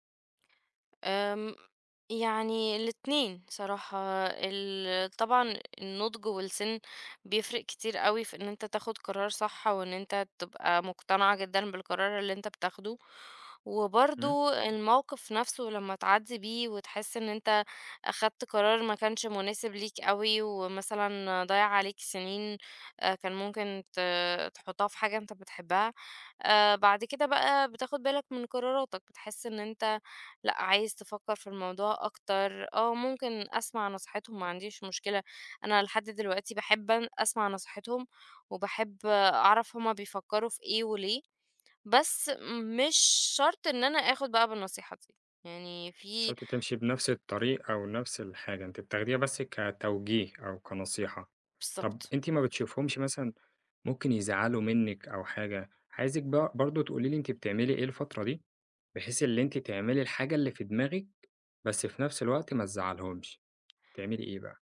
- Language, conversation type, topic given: Arabic, podcast, إزاي نلاقي توازن بين رغباتنا وتوقعات العيلة؟
- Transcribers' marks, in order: other background noise